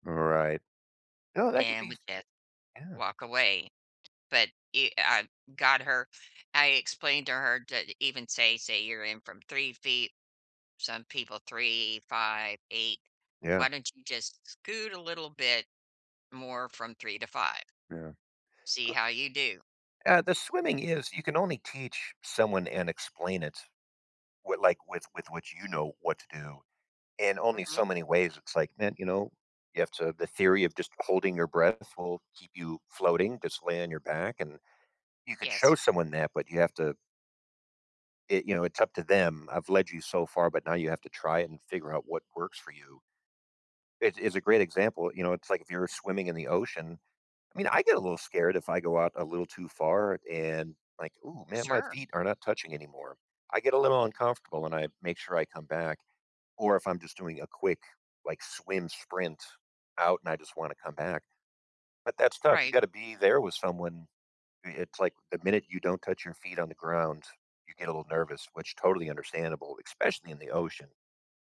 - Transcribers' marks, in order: other background noise; "especially" said as "exspecially"
- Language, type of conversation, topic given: English, unstructured, When should I teach a friend a hobby versus letting them explore?